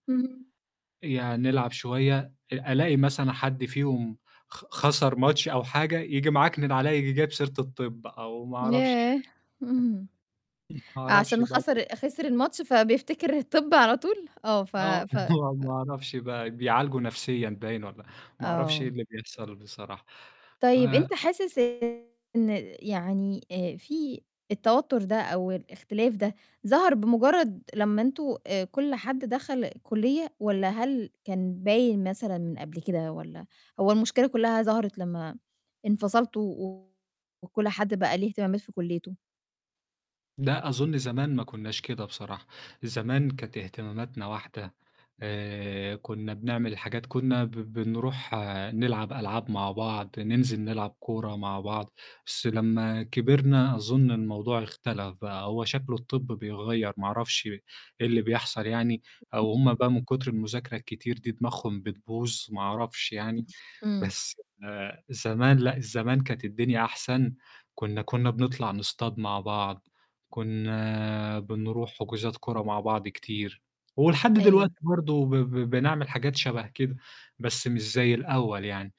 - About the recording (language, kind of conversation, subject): Arabic, advice, إزاي أتعامل مع التوتر اللي حصل في شلة صحابي بسبب اختلاف الاهتمامات؟
- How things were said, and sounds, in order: static; other background noise; unintelligible speech; chuckle; tapping; distorted speech; other noise